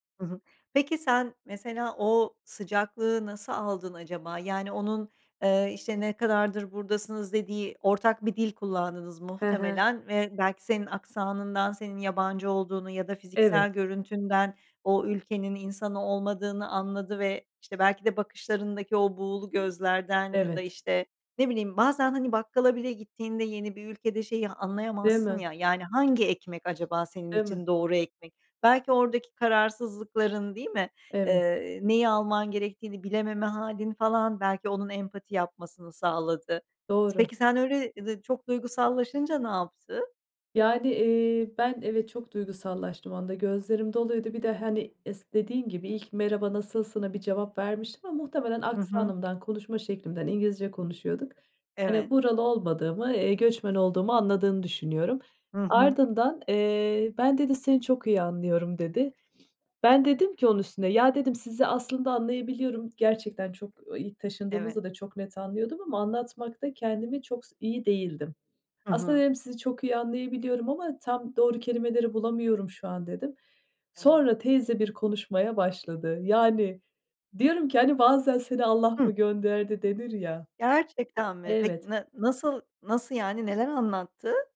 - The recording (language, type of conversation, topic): Turkish, podcast, Yerel halkla yaşadığın sıcak bir anıyı paylaşır mısın?
- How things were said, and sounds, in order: sniff; other background noise